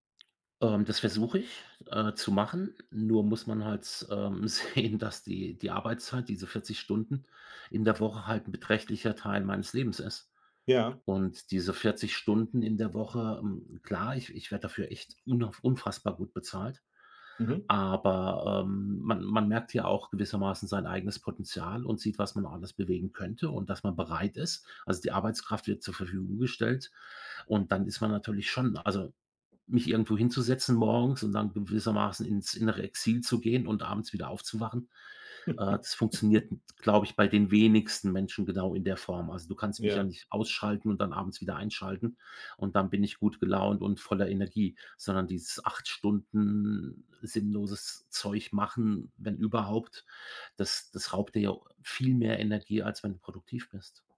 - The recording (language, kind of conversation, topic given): German, advice, Warum fühlt sich mein Job trotz guter Bezahlung sinnlos an?
- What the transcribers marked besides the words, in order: other background noise; laughing while speaking: "sehen"; chuckle